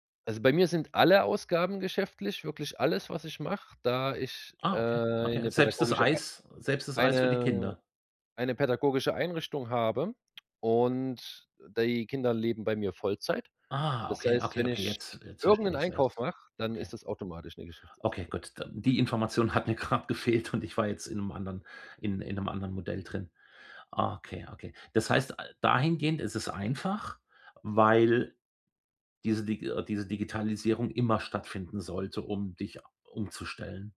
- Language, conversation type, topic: German, advice, Wie kann ich meine täglichen Gewohnheiten durch digitale Hilfsmittel sinnvoll verbessern?
- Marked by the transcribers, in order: laughing while speaking: "hat mir grad gefehlt und"